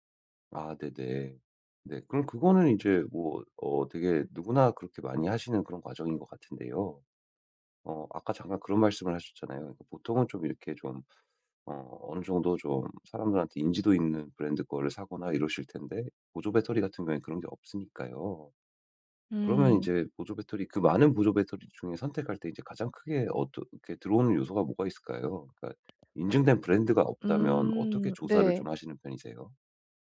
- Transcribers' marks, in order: other background noise; tapping
- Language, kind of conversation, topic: Korean, advice, 쇼핑할 때 결정을 미루지 않으려면 어떻게 해야 하나요?